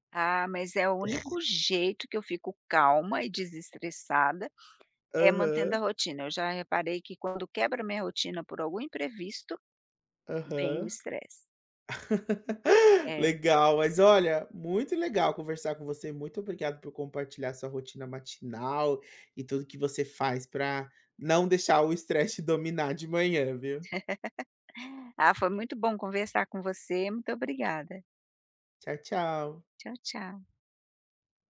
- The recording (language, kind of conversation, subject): Portuguese, podcast, Que rotina matinal te ajuda a começar o dia sem estresse?
- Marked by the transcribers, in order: other background noise; laugh; tapping; laugh